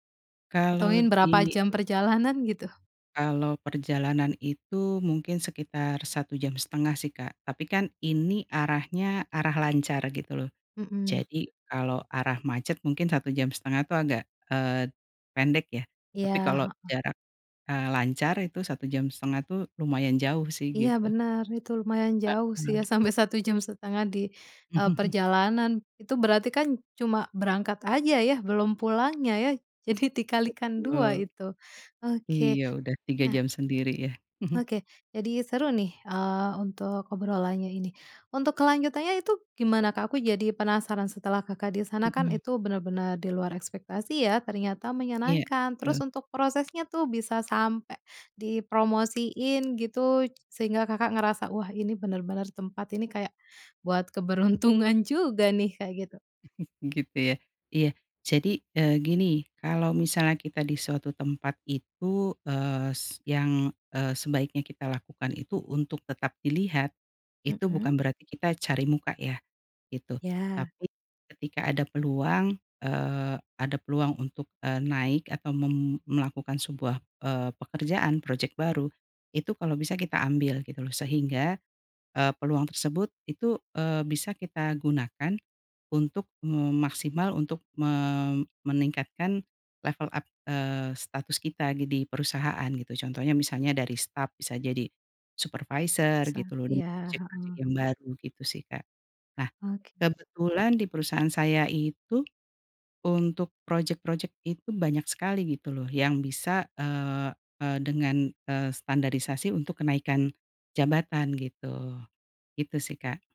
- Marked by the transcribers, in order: chuckle; chuckle; laughing while speaking: "keberuntungan"; chuckle; in English: "up"; "staf" said as "stap"
- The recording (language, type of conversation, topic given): Indonesian, podcast, Apakah kamu pernah mendapat kesempatan karena berada di tempat yang tepat pada waktu yang tepat?